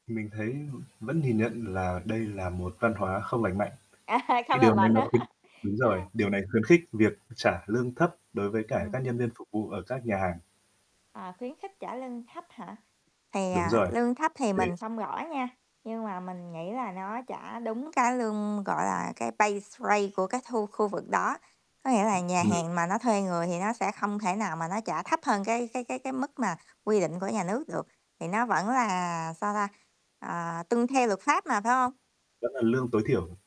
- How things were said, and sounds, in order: static; tapping; laughing while speaking: "A ha"; chuckle; other background noise; distorted speech; in English: "pays rate"; "pay" said as "pays"; other noise
- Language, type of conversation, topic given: Vietnamese, unstructured, Bạn đã từng bất ngờ trước một phong tục lạ ở nơi nào chưa?